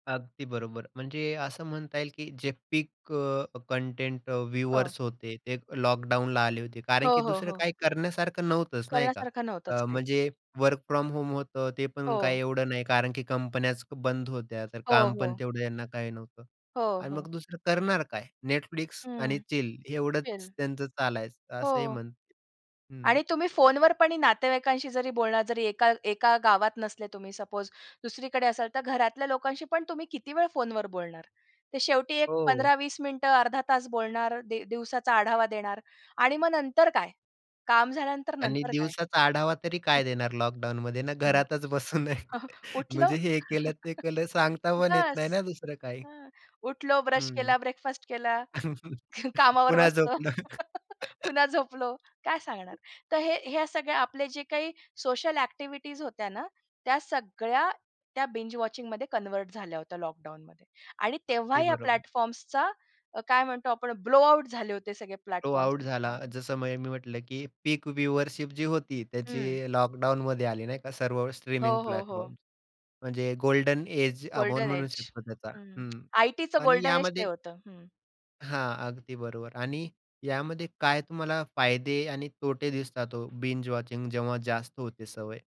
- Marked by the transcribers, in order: in English: "वर्क फ्रॉम होम"; in English: "सपोज"; chuckle; laughing while speaking: "उठलो"; chuckle; laughing while speaking: "बसून आहे"; chuckle; laugh; laughing while speaking: "पुन्हा झोपलो"; chuckle; laughing while speaking: "पुन्हा झोपणार"; other noise; in English: "बिंज वॉचिंगमध्ये"; in English: "प्लॅटफॉर्म्सचा"; in English: "ब्लो आउट"; in English: "प्लॅटफॉर्म्स"; in English: "ब्लो आउट"; in English: "पीक व्ह्यूअशिप"; tapping; in English: "प्लॅटफॉर्म्स"; in English: "गोल्डन एज"; in English: "गोल्डन एज"; in English: "गोल्डन एज"; in English: "बिंज वॉचिंग"
- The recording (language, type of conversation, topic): Marathi, podcast, बिंजवॉचिंगची सवय आत्ता का इतकी वाढली आहे असे तुम्हाला वाटते?